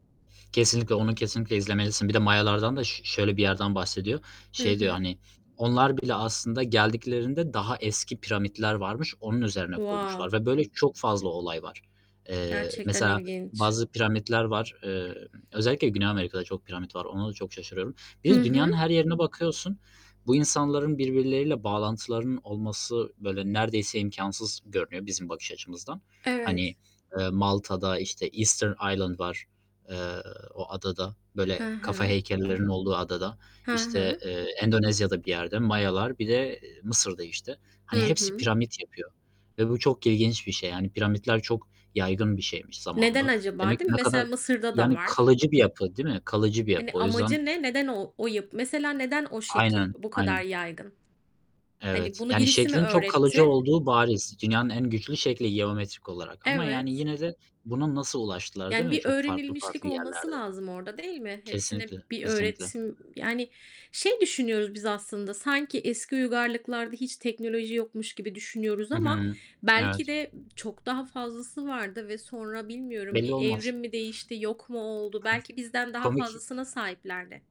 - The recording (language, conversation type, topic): Turkish, unstructured, Geçmişteki hangi medeniyet sizi en çok şaşırttı?
- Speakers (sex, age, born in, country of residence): female, 35-39, Turkey, United States; male, 20-24, Turkey, Germany
- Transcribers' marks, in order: static; distorted speech; other background noise; in English: "Wow"; giggle